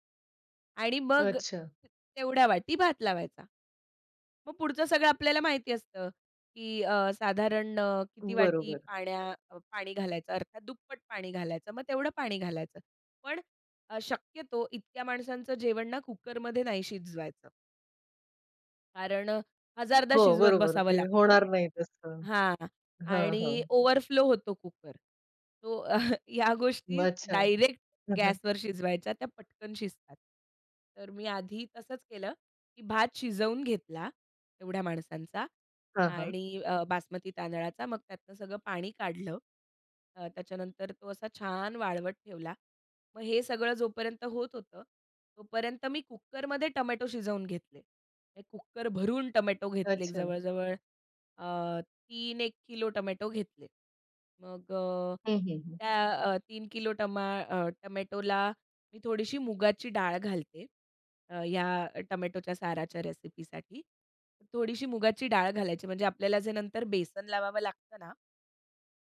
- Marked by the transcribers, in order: other noise; chuckle
- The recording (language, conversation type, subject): Marathi, podcast, मेहमान आले तर तुम्ही काय खास तयार करता?